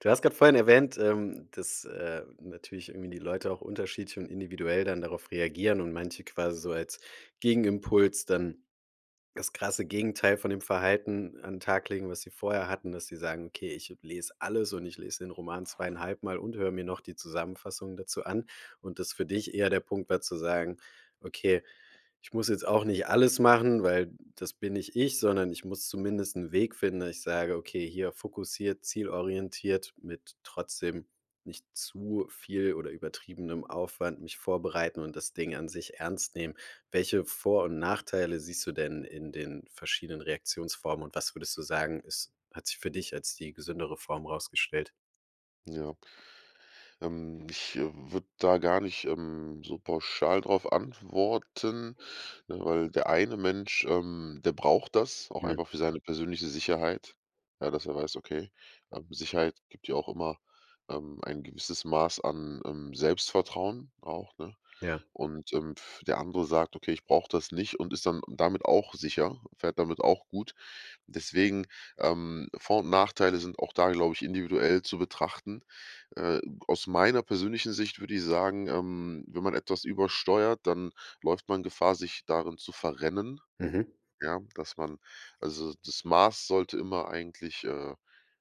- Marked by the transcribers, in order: other background noise; stressed: "antworten"; blowing; stressed: "verrennen"
- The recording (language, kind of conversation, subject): German, podcast, Was hilft dir, aus einem Fehler eine Lektion zu machen?